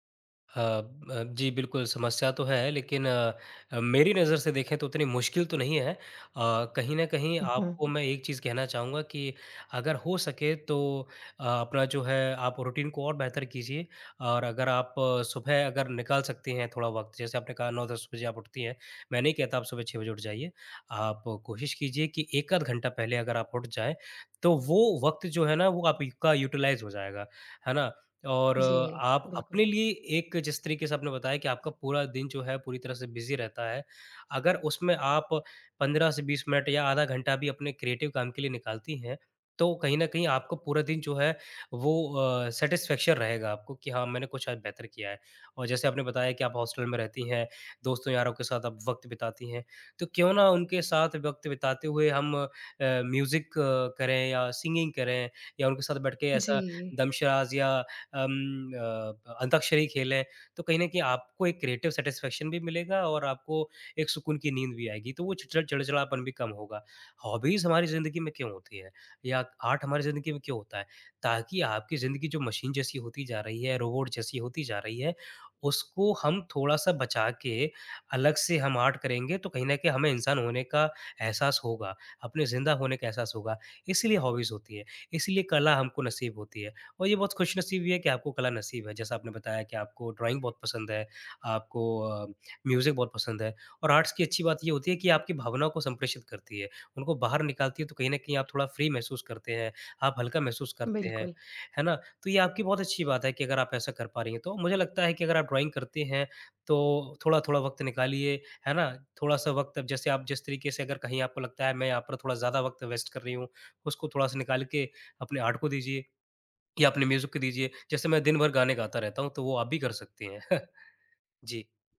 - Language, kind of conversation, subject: Hindi, advice, आप रोज़ रचनात्मक काम के लिए समय कैसे निकाल सकते हैं?
- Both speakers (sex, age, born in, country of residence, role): female, 20-24, India, India, user; male, 25-29, India, India, advisor
- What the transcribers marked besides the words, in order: in English: "रूटीन"; in English: "यूटिलाइज"; in English: "बिजी"; in English: "क्रिएटिव"; in English: "सैटिस्फैक्शन"; in English: "म्यूजिक"; in English: "सिंगिंग"; in English: "क्रिएटिव सैटिस्फैक्शन"; in English: "हॉबीज"; in English: "आर्ट"; in English: "आर्ट"; in English: "हॉबीज"; in English: "ड्राइंग"; in English: "म्यूजिक"; in English: "आर्ट्स"; in English: "फ्री"; in English: "ड्राइंग"; in English: "वेस्ट"; in English: "आर्ट"; in English: "म्यूजिक"; chuckle